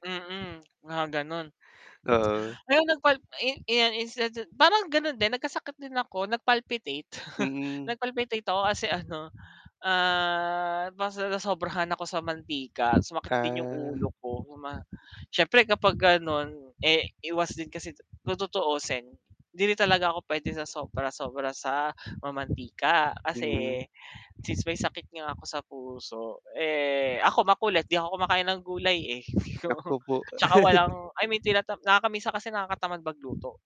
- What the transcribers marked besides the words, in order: wind; unintelligible speech; chuckle; drawn out: "Ah"; laughing while speaking: "oo"; chuckle
- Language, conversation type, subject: Filipino, unstructured, Paano ka nagdedesisyon kung ligtas nga bang kainin ang pagkaing tinitinda sa kalsada?